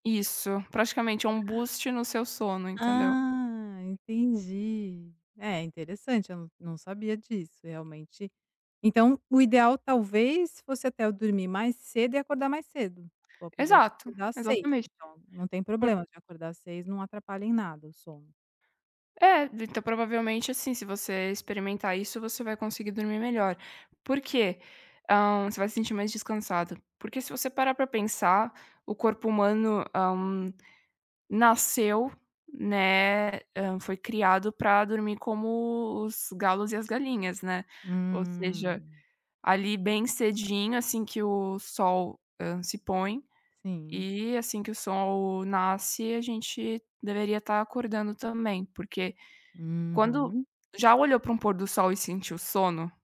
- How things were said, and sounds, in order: in English: "boost"; tapping; other background noise
- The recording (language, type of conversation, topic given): Portuguese, advice, Por que ainda me sinto tão cansado todas as manhãs, mesmo dormindo bastante?